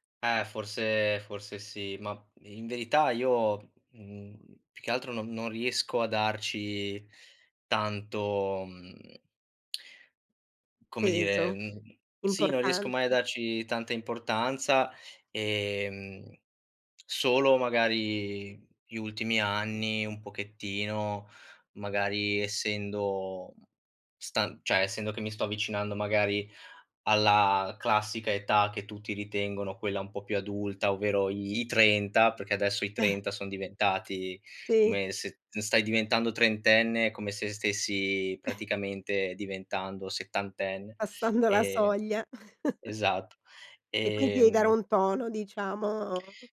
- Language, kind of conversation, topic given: Italian, podcast, Come descriveresti il tuo stile personale?
- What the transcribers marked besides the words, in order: other background noise; chuckle; laughing while speaking: "Passando"; chuckle